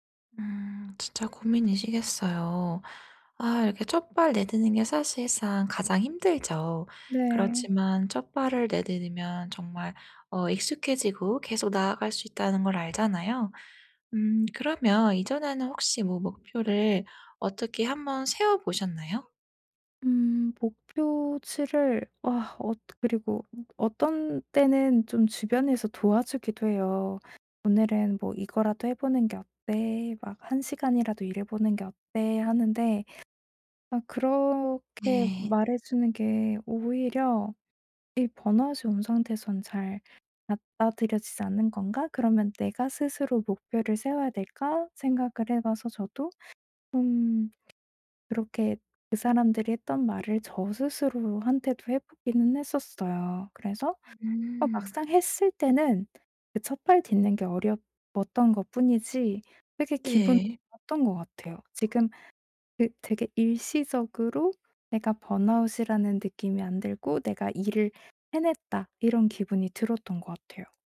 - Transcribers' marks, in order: other background noise
- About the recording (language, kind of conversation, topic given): Korean, advice, 번아웃을 겪는 지금, 현실적인 목표를 세우고 기대치를 조정하려면 어떻게 해야 하나요?